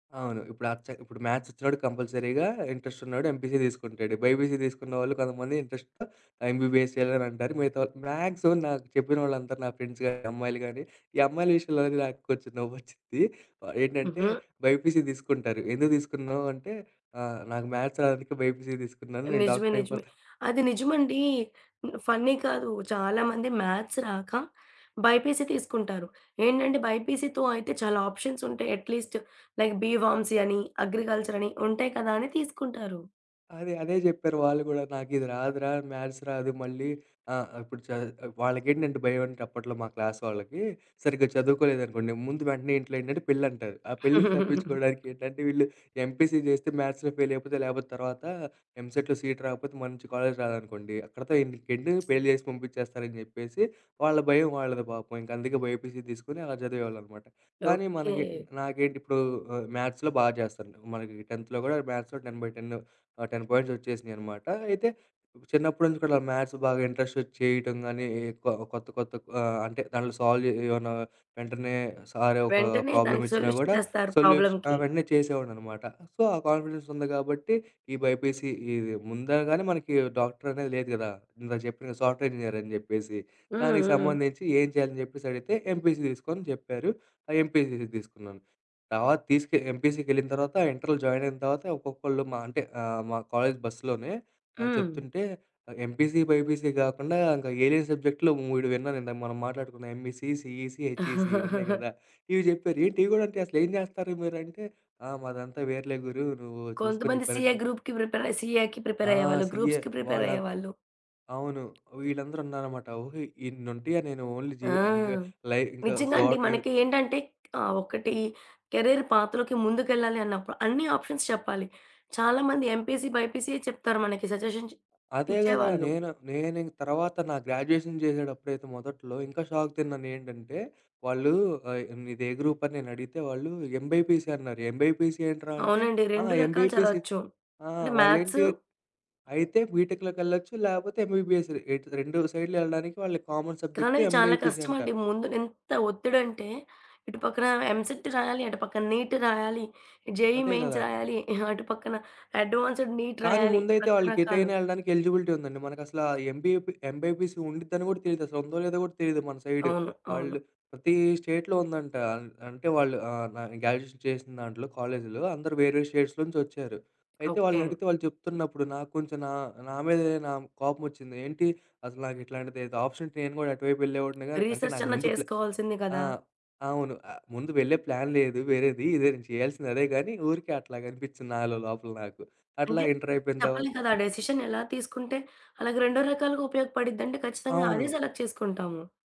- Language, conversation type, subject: Telugu, podcast, కెరీర్‌లో మార్పు చేసినప్పుడు మీ కుటుంబం, స్నేహితులు ఎలా స్పందించారు?
- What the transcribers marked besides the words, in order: in English: "మ్యాథ్స్"; in English: "కంపల్సరీగా, ఇంట్రెస్ట్"; in English: "ఎంపీసీ"; in English: "బైపీసీ"; in English: "ఇంట్రెస్ట్‌తో ఎంబీబీఎస్"; tapping; in English: "మాగ్సీమం"; in English: "ఫ్రెండ్స్"; in English: "బైపీసీ"; in English: "మ్యాథ్స్"; in English: "బైపీసీ"; in English: "డాక్టర్"; in English: "ఫన్నీ"; in English: "మ్యాథ్స్"; in English: "బైపీసీ"; in English: "బైపీసీతో"; in English: "ఆప్షన్స్"; in English: "అట్‌లీస్ట్, లైక్"; in English: "అగ్రికల్చర్"; in English: "మ్యాథ్స్"; in English: "క్లాస్"; giggle; other background noise; in English: "మ్యాథ్స్‌లో ఫెయిల్"; in English: "సీట్"; in English: "మ్యాథ్స్‌లో"; in English: "టెన్త్‌లో"; in English: "మ్యాథ్స్‌లో టెన్ బై టెన్ను"; in English: "టెన్ పాయింట్స్"; in English: "మ్యాథ్స్"; in English: "ఇంటరెస్ట్"; in English: "సాల్వ్"; in English: "సొల్యూషన్"; in English: "సర్"; in English: "ప్రాబ్లమ్"; in English: "ప్రాబ్లమ్‌కి"; in English: "సో"; in English: "కాన్ఫిడెన్స్"; in English: "సాఫ్ట్‌వేర్ ఇంజినీర్"; in English: "జాయిన్"; in English: "సబ్జెక్ట్‌లో"; laugh; in English: "గ్రూప్‌కి ప్రిపేర్"; in English: "ప్రిపేర్"; in English: "గ్రూప్స్‌కి ప్రిపేర్"; in English: "ఓన్లీ"; in English: "సో వాట్ యూస్!"; in English: "కెరీర్ పాత్‌లోకి"; in English: "ఆప్షన్స్"; in English: "సజెషన్స్"; in English: "గ్రాడ్యుయేషన్"; in English: "షాక్"; in English: "గ్రూప్"; in English: "మ్యాథ్సు"; in English: "కామన్ సబ్జెక్ట్"; in English: "ఎలిజిబిలిటీ"; in English: "సైడ్"; in English: "స్టేట్‌లో"; in English: "గ్రాడ్యుయేషన్"; in English: "స్టేట్స్"; in English: "ఆప్షన్"; in English: "రిసర్చ్"; in English: "ప్లాన్"; in English: "ప్లాన్"; in English: "డిసిషన్"; in English: "సెలెక్ట్"